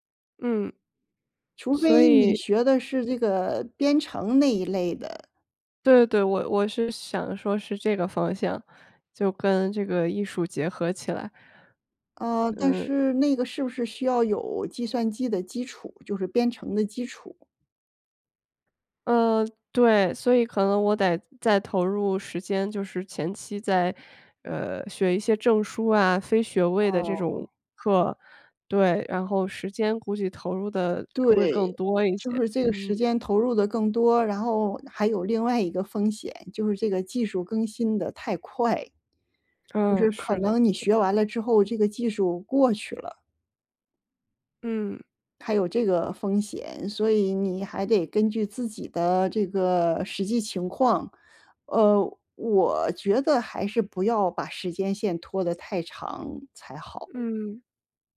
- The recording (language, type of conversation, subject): Chinese, advice, 你是否考虑回学校进修或重新学习新技能？
- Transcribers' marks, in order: other noise; other background noise